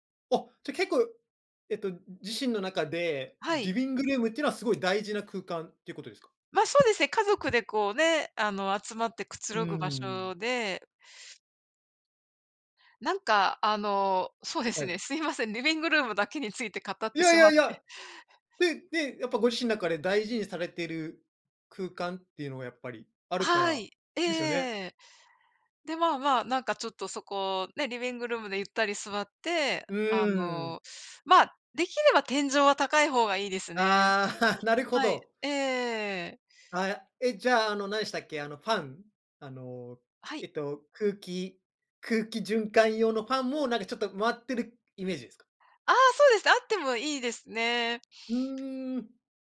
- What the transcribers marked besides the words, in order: laugh
- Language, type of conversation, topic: Japanese, unstructured, あなたの理想的な住まいの環境はどんな感じですか？